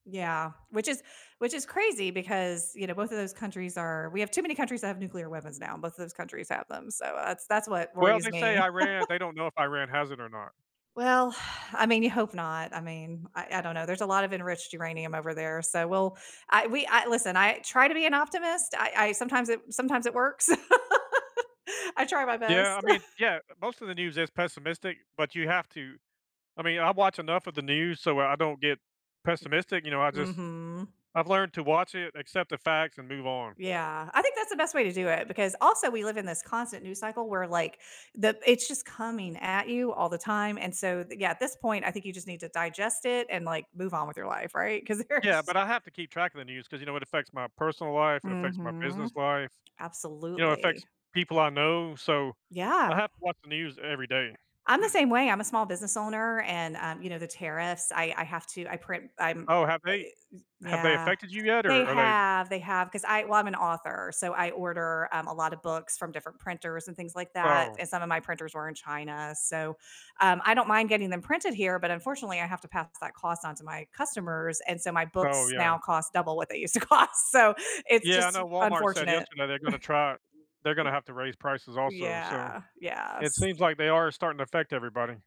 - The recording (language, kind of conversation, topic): English, unstructured, What recent news story worried you?
- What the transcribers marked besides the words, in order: chuckle; laugh; chuckle; laughing while speaking: "there's"; throat clearing; other noise; laughing while speaking: "to cost"; chuckle